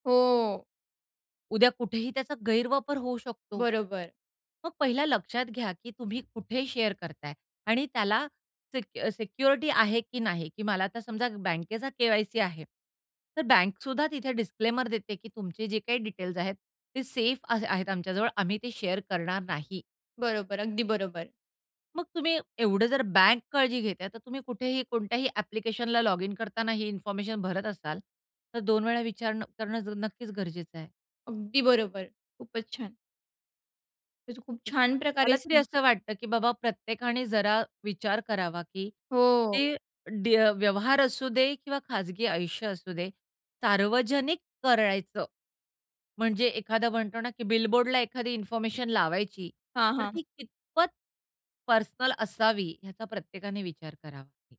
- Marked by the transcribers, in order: in English: "शेअर"; in English: "डिस्क्लेमर"; in English: "शेअर"; other noise
- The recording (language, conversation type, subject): Marathi, podcast, त्यांची खाजगी मोकळीक आणि सार्वजनिक आयुष्य यांच्यात संतुलन कसं असावं?